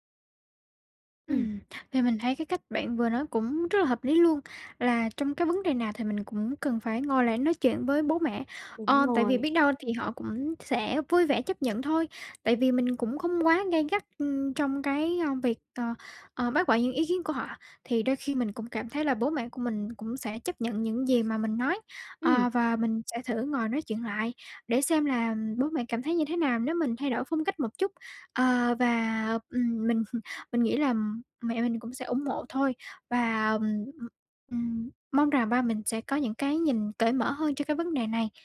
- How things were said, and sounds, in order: tapping; laughing while speaking: "mình"
- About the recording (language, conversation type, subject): Vietnamese, advice, Làm sao tôi có thể giữ được bản sắc riêng và tự do cá nhân trong gia đình và cộng đồng?